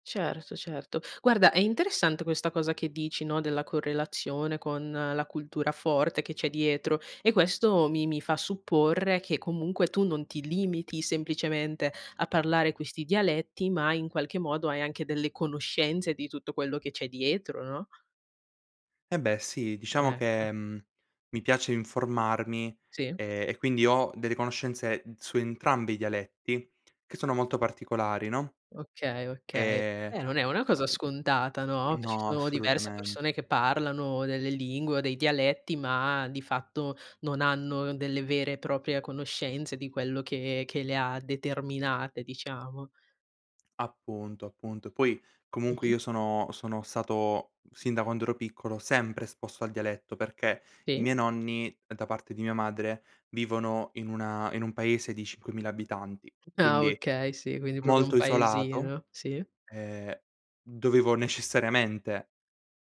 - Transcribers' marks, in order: tapping; other background noise; "proprio" said as "propio"
- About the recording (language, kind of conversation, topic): Italian, podcast, Come ti ha influenzato il dialetto o la lingua della tua famiglia?